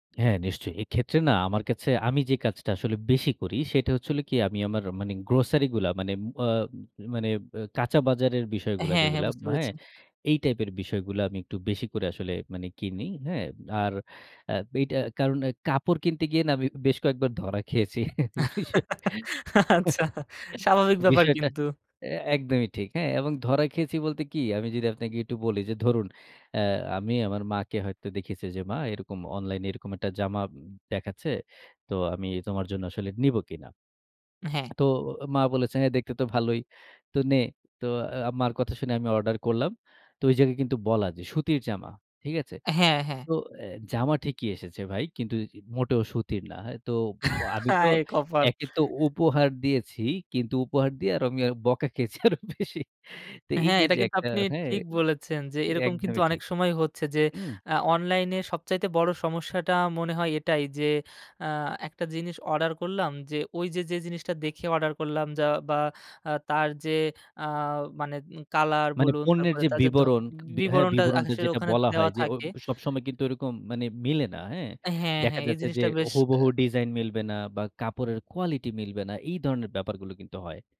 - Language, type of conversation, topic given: Bengali, podcast, অনলাইন কেনাকাটা করার সময় তুমি কী কী বিষয়ে খেয়াল রাখো?
- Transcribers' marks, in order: giggle; laughing while speaking: "আচ্ছা স্বাভাবিক ব্যাপার কিন্তু"; laugh; scoff; laughing while speaking: "হায়! কপাল"; tapping; laughing while speaking: "বকা খেয়েছি আরো বেশি"